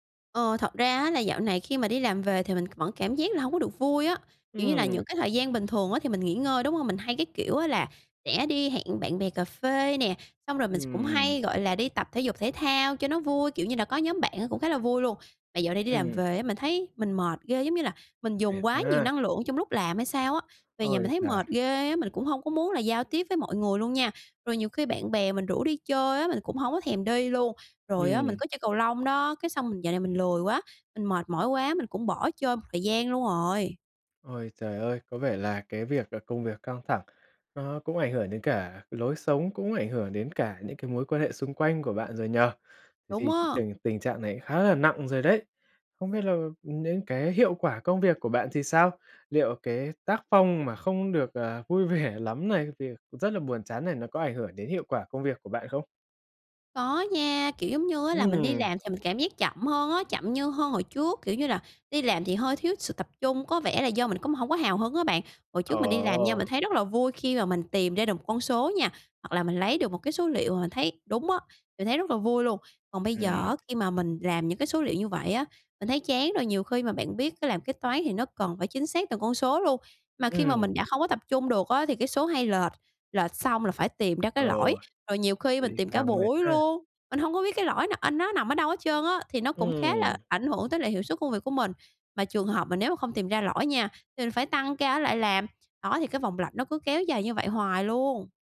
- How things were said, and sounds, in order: laughing while speaking: "vẻ"; other background noise; tapping
- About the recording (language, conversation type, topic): Vietnamese, advice, Làm sao để chấp nhận cảm giác buồn chán trước khi bắt đầu làm việc?